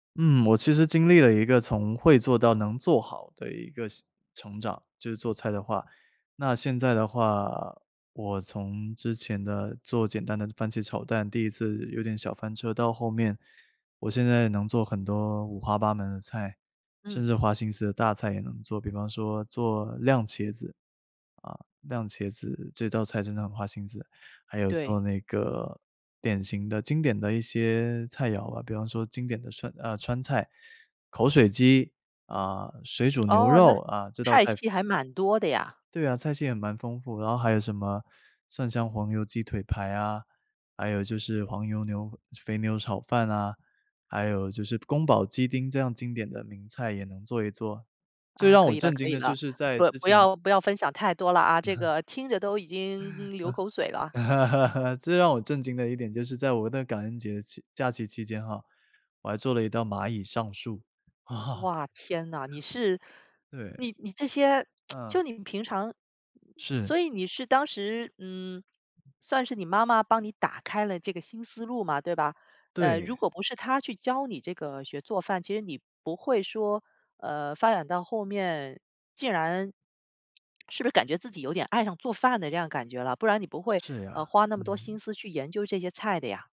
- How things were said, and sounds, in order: "酿" said as "亮"; "酿" said as "亮"; other background noise; joyful: "不要分享太多了啊，这个听着都已经流口水了"; laugh; laugh; tsk
- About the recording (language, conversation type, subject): Chinese, podcast, 你是怎么开始学做饭的？